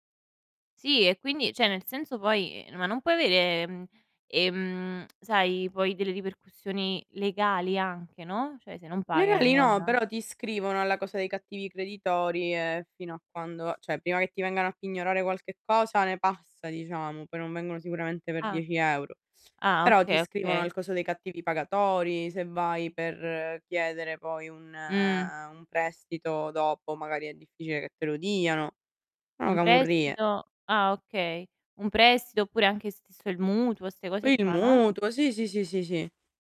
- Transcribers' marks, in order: "cioè" said as "ceh"; lip smack; "cioè" said as "ceh"; distorted speech; other background noise; "cioè" said as "ceh"; tapping; static
- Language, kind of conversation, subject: Italian, unstructured, Perché pensi che molte persone si indebitino facilmente?